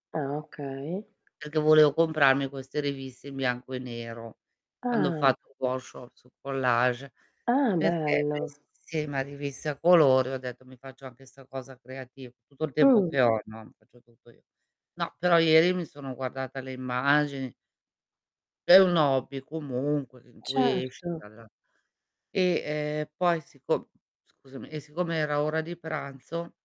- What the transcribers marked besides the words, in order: tapping; static; other background noise; in English: "workshop"; distorted speech; other noise
- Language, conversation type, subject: Italian, unstructured, Come hai scoperto il tuo ristorante preferito?
- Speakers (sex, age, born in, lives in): female, 50-54, Italy, Italy; female, 55-59, Italy, Italy